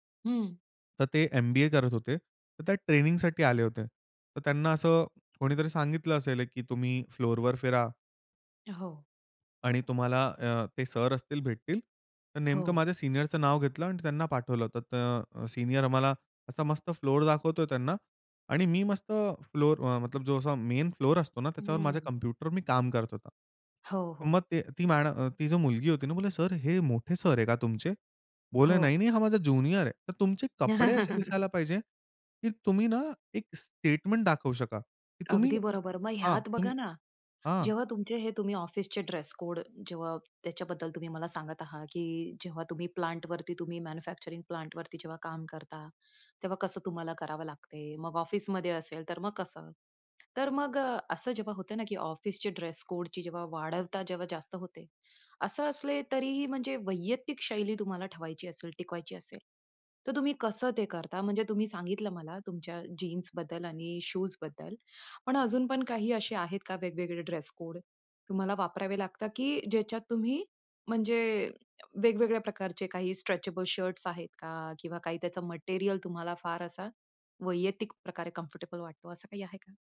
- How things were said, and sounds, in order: tapping; in English: "फ्लोअरवर"; in English: "सीनियरचं"; in English: "सीनियर"; in English: "फ्लोअर"; in English: "फ्लोअर"; in English: "मेन फ्लोअर"; chuckle; in English: "ज्युनियर"; in English: "स्टेटमेंट"; in English: "मॅन्युफॅक्चरिंग प्लांटवरती"; other background noise; in English: "स्ट्रेचेबल शर्ट्स"; in English: "कम्फर्टेबल"
- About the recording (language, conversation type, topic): Marathi, podcast, कामाच्या ठिकाणी व्यक्तिमत्व आणि साधेपणा दोन्ही टिकतील अशी शैली कशी ठेवावी?